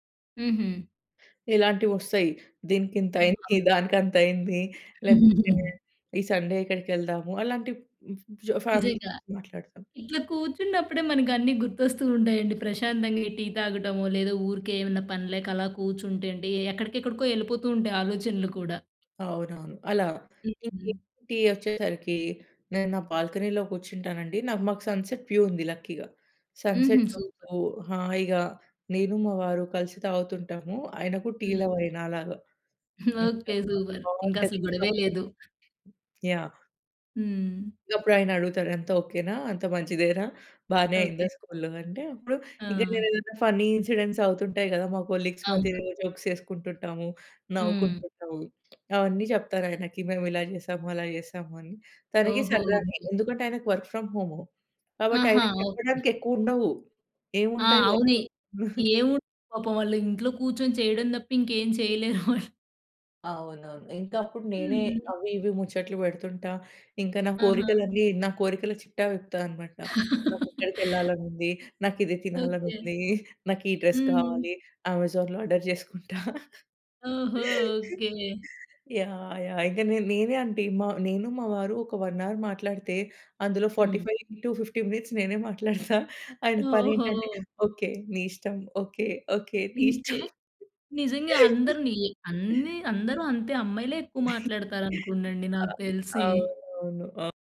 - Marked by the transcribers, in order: unintelligible speech; in English: "సండే"; in English: "ఫ్యా ఫ్యామిలీ"; tapping; in English: "బాల్కనీలో"; in English: "సన్‌సెట్ వ్యూ"; in English: "సూపర్"; in English: "లక్కీగా. సన్‌సెట్"; chuckle; in English: "సూపర్"; other noise; other background noise; in English: "ఫన్నీ ఇన్సిడెంట్స్"; in English: "కొలీగ్స్"; in English: "జోక్స్"; in English: "వర్క్ ఫ్రమ్ హోమ్"; in English: "వర్క్"; chuckle; chuckle; laugh; in English: "డ్రెస్"; in English: "అమెజాన్‍లో ఆర్డర్"; chuckle; in English: "వన్ అవర్"; in English: "ఫార్టీ ఫైవ్ ఇంటూ ఫిఫ్టీ మినిట్స్"; laugh; giggle
- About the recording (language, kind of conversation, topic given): Telugu, podcast, పని తర్వాత విశ్రాంతి పొందడానికి మీరు సాధారణంగా ఏమి చేస్తారు?